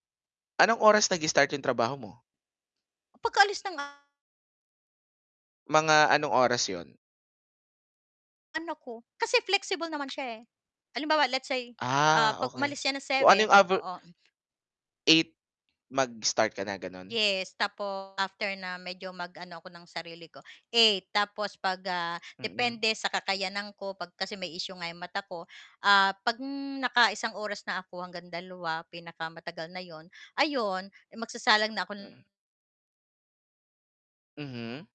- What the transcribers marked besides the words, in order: distorted speech; tapping
- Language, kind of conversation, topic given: Filipino, advice, Paano ko mababalanse ang personal na oras at mga responsibilidad sa pamilya?